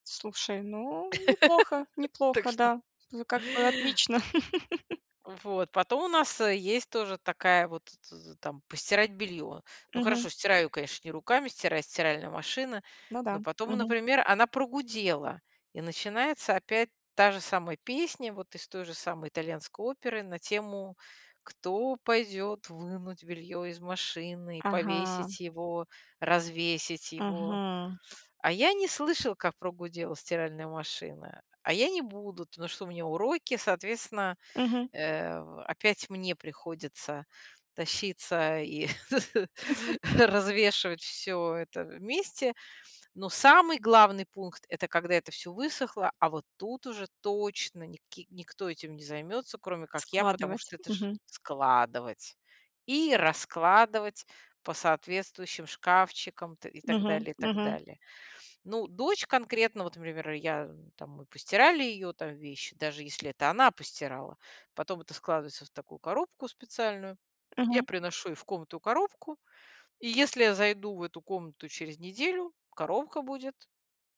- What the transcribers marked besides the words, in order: laugh; laugh; tapping; laugh
- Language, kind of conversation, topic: Russian, advice, Как мне делегировать рутинные задачи другим людям без стресса?